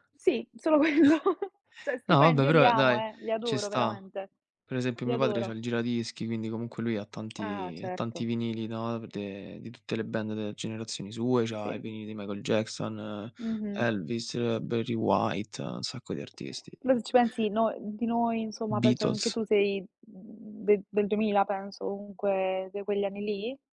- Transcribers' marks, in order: laughing while speaking: "solo quello"; chuckle; "Cioè" said as "ceh"; tapping; in English: "band"
- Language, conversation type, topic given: Italian, unstructured, Perché alcune canzoni diventano inni generazionali?